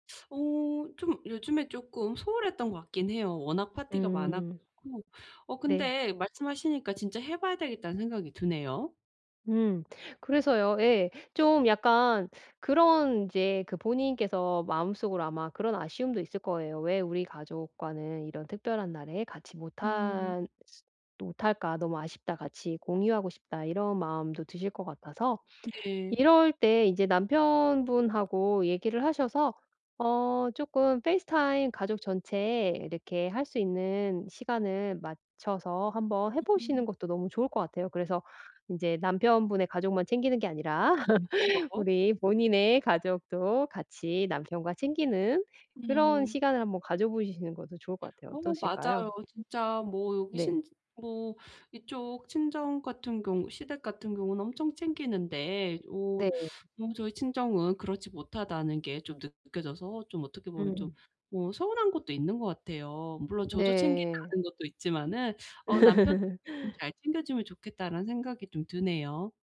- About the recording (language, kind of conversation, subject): Korean, advice, 특별한 날에 왜 혼자라고 느끼고 소외감이 드나요?
- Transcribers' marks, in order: other background noise; laugh; laugh